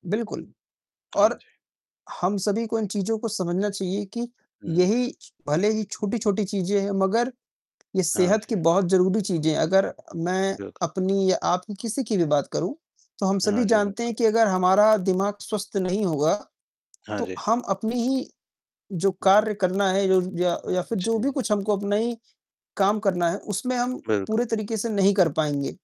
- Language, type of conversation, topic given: Hindi, unstructured, व्यायाम करने से आपका मूड कैसे बदलता है?
- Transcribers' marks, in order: tapping; distorted speech; other noise